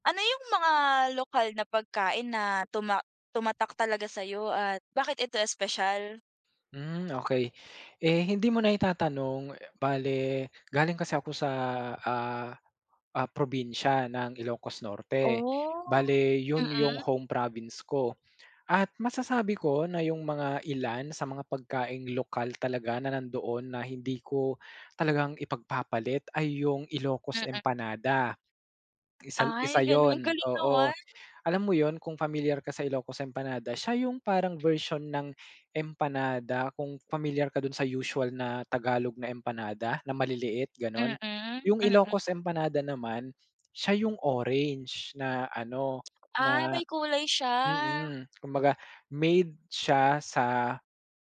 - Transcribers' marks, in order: tapping
- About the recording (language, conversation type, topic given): Filipino, podcast, May lokal ka bang pagkaing hindi mo malilimutan, at bakit?